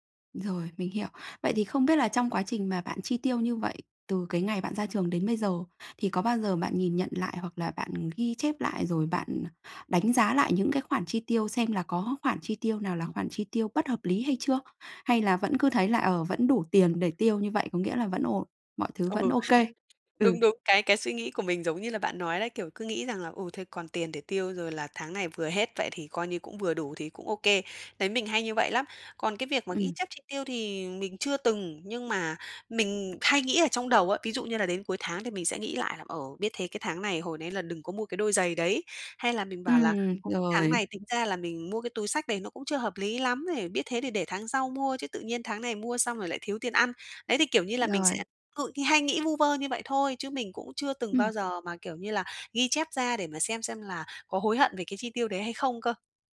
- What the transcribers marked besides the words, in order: tapping; other background noise
- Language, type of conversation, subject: Vietnamese, advice, Làm sao để tiết kiệm đều đặn mỗi tháng?